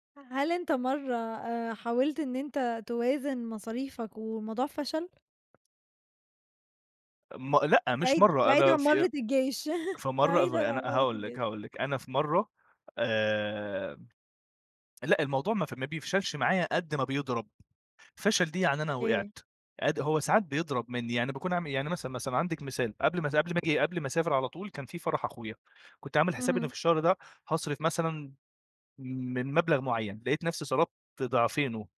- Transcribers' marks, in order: tapping; chuckle
- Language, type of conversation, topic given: Arabic, podcast, إزاي قدرت توازن مصاريفك وإنت بتغيّر في حياتك؟